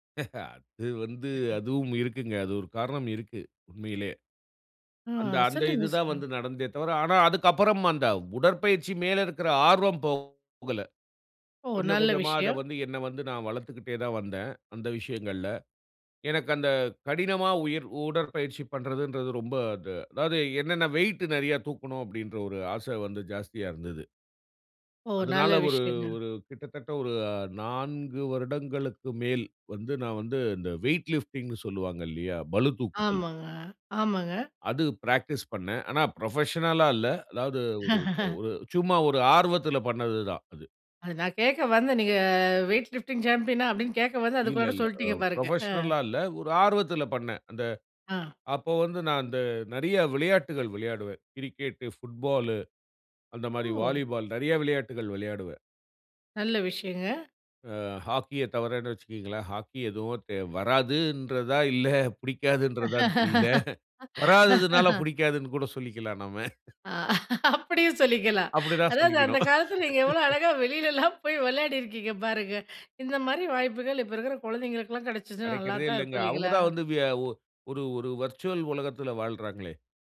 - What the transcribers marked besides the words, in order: chuckle; other background noise; in English: "வெய்ட் லிஃப்டிங்னு"; in English: "புரொஃபஷனல்லா"; laugh; drawn out: "நீங்க"; in English: "வெய்ட் லிஃப்டிங் சாம்பியனா?"; in English: "புரொஃபஷனல்லா"; surprised: "ஓ!"; laughing while speaking: "வராதுன்றதா, இல்ல புடிக்காதுன்றதானு தெரியல. வராதனால புடிக்காதுன்னு கூட சொல்லிக்கலாம் நம்ம"; laugh; laughing while speaking: "அ அப்படியும் சொல்லிக்கலாம். அதாவது அந்த … போய் வெளையாடிருக்கீங்க பாருங்க"; laugh; in English: "வர்ச்சுவல்"
- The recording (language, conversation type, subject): Tamil, podcast, உங்கள் உடற்பயிற்சி பழக்கத்தை எப்படி உருவாக்கினீர்கள்?